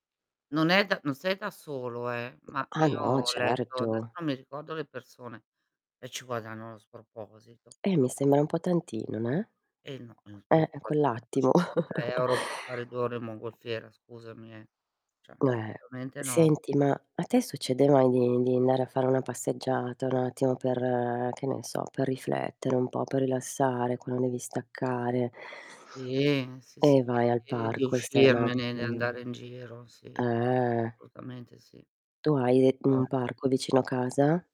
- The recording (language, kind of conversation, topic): Italian, unstructured, Qual è il tuo ricordo più bello legato alla natura?
- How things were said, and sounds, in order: tapping; distorted speech; unintelligible speech; chuckle; "cioè" said as "ceh"; sniff; "Assolutamente" said as "solutamente"; drawn out: "eh"; unintelligible speech